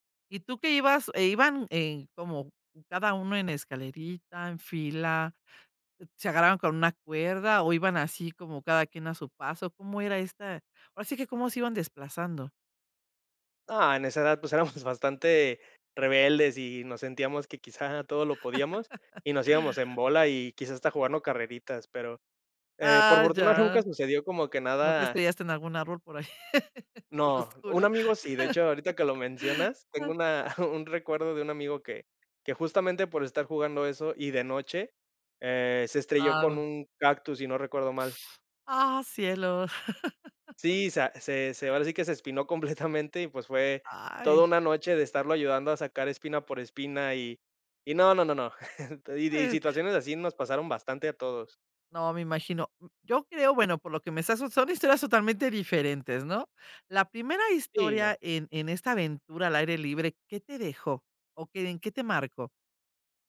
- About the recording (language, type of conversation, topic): Spanish, podcast, ¿Puedes contarme sobre una aventura al aire libre que te haya marcado?
- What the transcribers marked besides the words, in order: laughing while speaking: "éramos"; laugh; laughing while speaking: "nunca"; laughing while speaking: "ahí, por lo oscuro"; laugh; chuckle; teeth sucking; laugh; laughing while speaking: "completamente"; chuckle; unintelligible speech; tapping